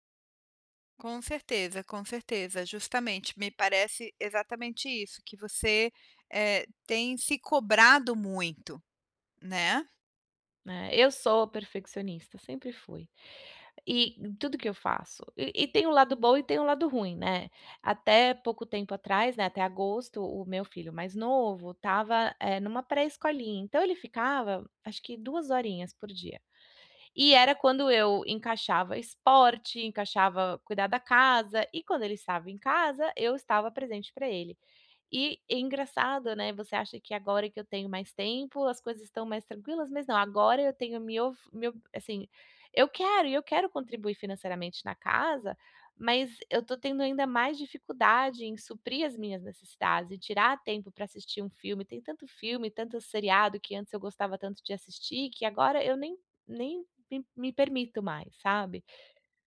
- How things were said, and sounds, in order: none
- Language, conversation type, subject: Portuguese, advice, Por que me sinto culpado ao tirar um tempo para lazer?